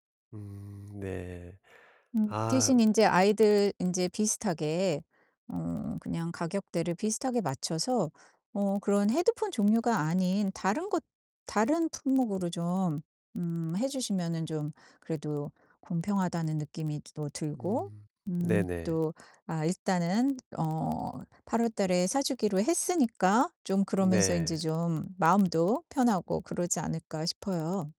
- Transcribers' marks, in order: distorted speech
- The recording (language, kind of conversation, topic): Korean, advice, 예산에 맞춰 필요한 물건을 어떻게 더 똑똑하게 고를 수 있을까요?